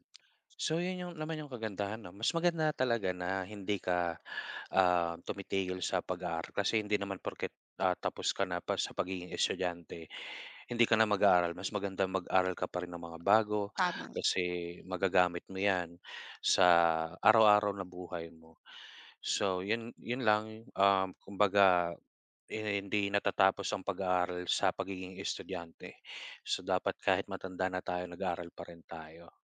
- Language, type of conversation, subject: Filipino, unstructured, Paano mo nakikita ang sarili mo sa loob ng sampung taon?
- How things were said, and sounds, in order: none